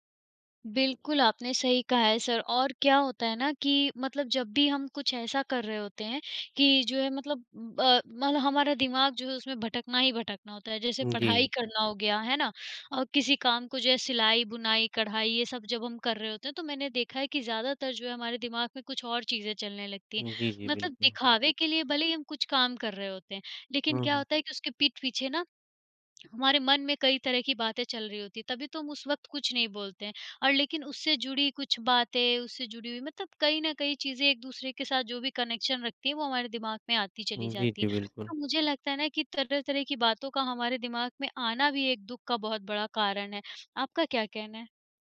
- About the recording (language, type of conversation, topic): Hindi, unstructured, दुख के समय खुद को खुश रखने के आसान तरीके क्या हैं?
- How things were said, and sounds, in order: in English: "कनेक्शन"